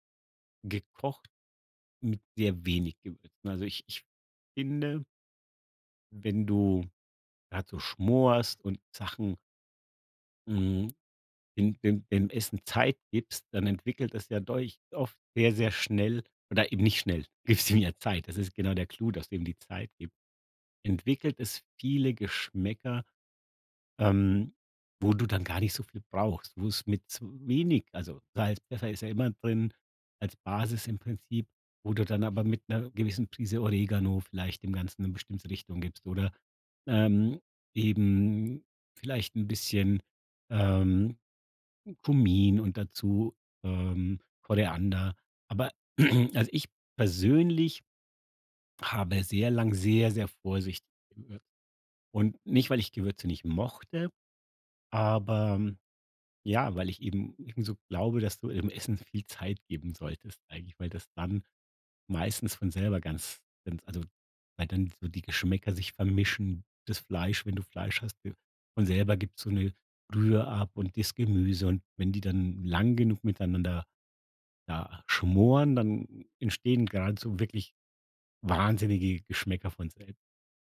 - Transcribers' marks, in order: unintelligible speech; laughing while speaking: "gibst"; throat clearing; unintelligible speech
- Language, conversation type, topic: German, podcast, Welche Gewürze bringen dich echt zum Staunen?